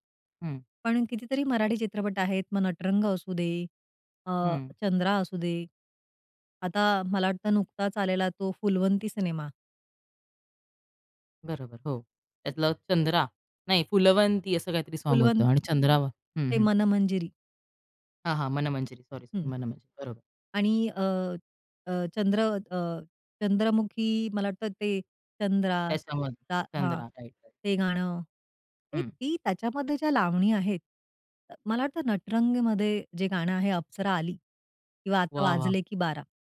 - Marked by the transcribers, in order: unintelligible speech; in English: "साँग"; in English: "राईट, राईट"
- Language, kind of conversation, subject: Marathi, podcast, लोकसंगीत आणि पॉपमधला संघर्ष तुम्हाला कसा जाणवतो?